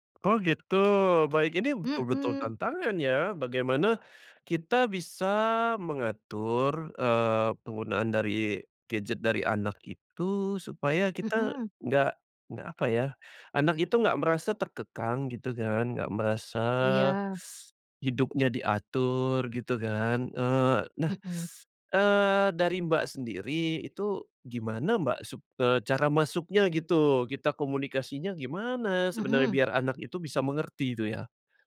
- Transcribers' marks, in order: tapping; teeth sucking; teeth sucking
- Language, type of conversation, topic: Indonesian, podcast, Bagaimana keluarga mengatur penggunaan gawai agar komunikasi tetap hangat?